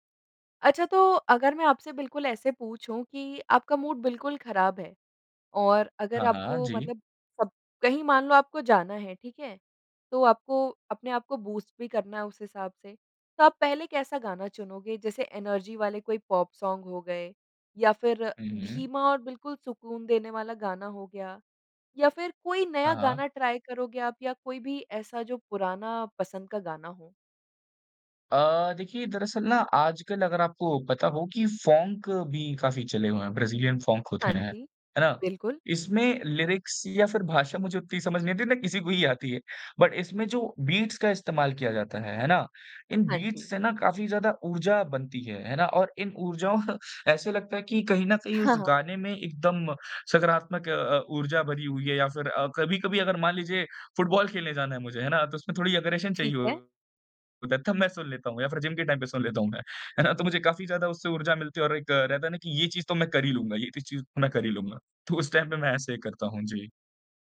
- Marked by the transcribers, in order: in English: "मूड"; in English: "बूस्ट"; in English: "एनर्जी"; in English: "पॉप सॉन्ग"; in English: "ट्राई"; in English: "फ़ॉन्क"; in English: "ब्राज़ीलियन फ़ॉन्क"; in English: "लिरिक्स"; in English: "बट"; in English: "बीट्स"; in English: "बीट्स"; laughing while speaking: "ऊर्जाओं"; in English: "अग्रेशन"; in English: "टाइम"; laughing while speaking: "उस"; in English: "टाइम"
- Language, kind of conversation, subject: Hindi, podcast, मूड ठीक करने के लिए आप क्या सुनते हैं?